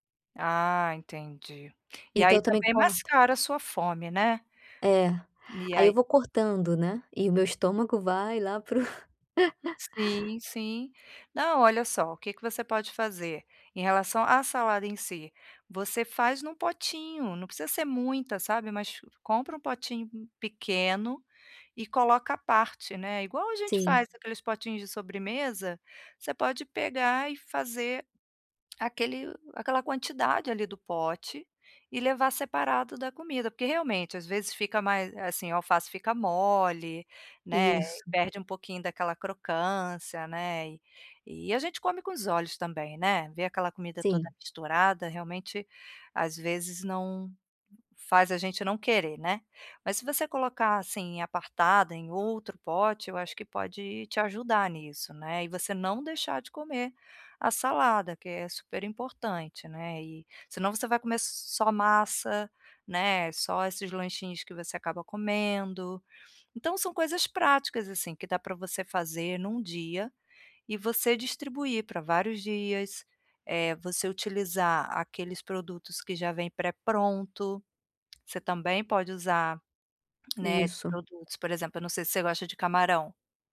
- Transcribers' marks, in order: laugh; other background noise; tapping
- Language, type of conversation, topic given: Portuguese, advice, Como posso comer de forma mais saudável sem gastar muito?